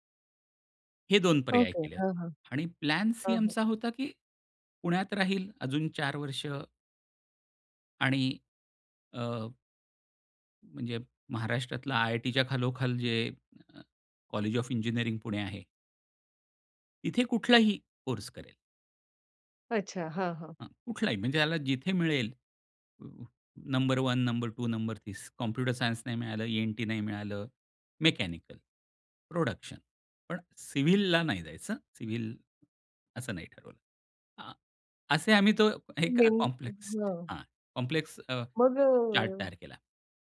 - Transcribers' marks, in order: in English: "प्लान सी"; in English: "कॉम्प्लेक्स"; in English: "कॉम्प्लेक्स"; in English: "चार्ट"
- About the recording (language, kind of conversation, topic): Marathi, podcast, पर्याय जास्त असतील तर तुम्ही कसे निवडता?